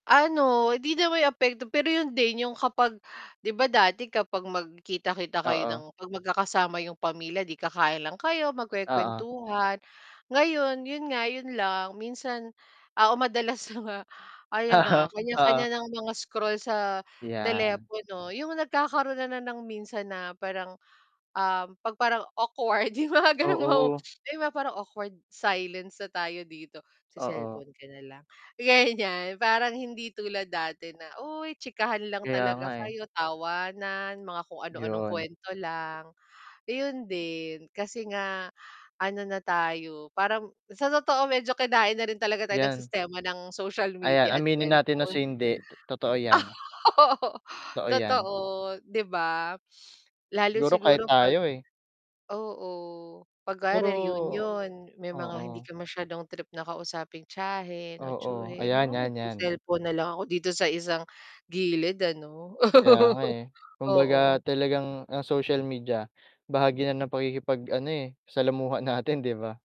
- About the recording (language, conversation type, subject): Filipino, unstructured, Paano mo nararamdaman ang epekto ng sosyal na midya sa iyong pagkakaibigan?
- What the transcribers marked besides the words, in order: laughing while speaking: "na nga"; background speech; laughing while speaking: "yung mga gano'ng"; other background noise; laugh; sniff; "kunwari" said as "kuwari"; static; laugh